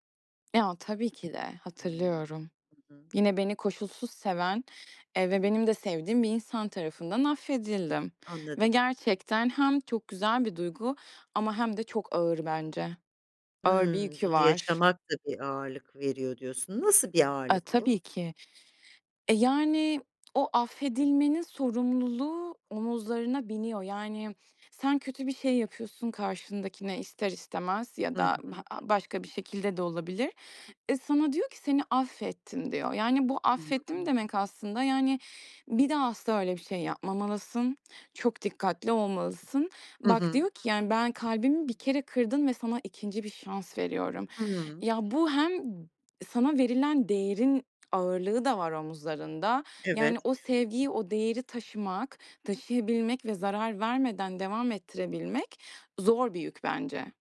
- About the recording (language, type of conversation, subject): Turkish, podcast, Affetmek senin için ne anlama geliyor?
- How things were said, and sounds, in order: other background noise; tapping